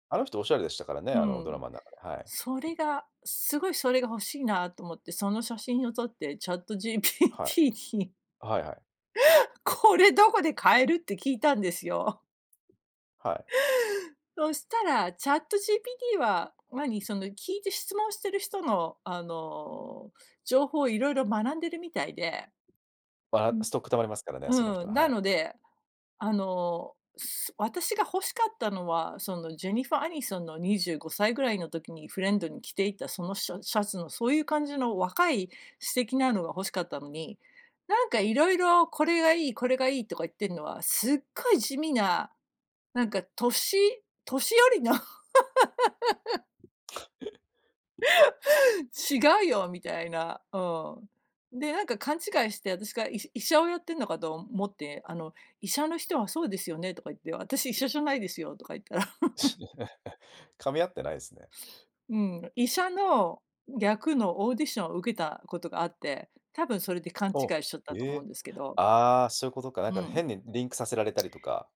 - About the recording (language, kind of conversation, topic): Japanese, podcast, 自分を信じられないとき、どうすればいいですか？
- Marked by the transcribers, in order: tapping; laughing while speaking: "ChatGPTに"; laughing while speaking: "年寄りの"; laugh; chuckle; chuckle